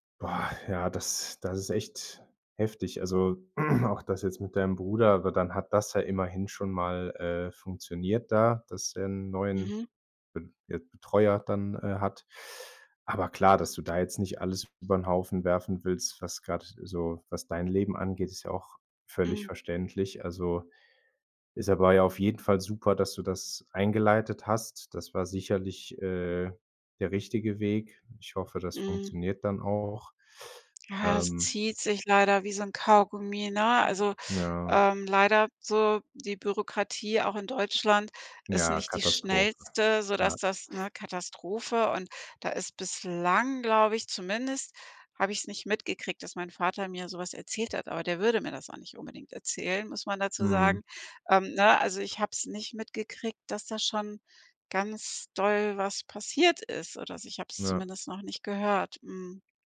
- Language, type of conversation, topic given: German, advice, Wie kann ich plötzlich die Pflege meiner älteren Eltern übernehmen und gut organisieren?
- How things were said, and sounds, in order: throat clearing; tapping; other background noise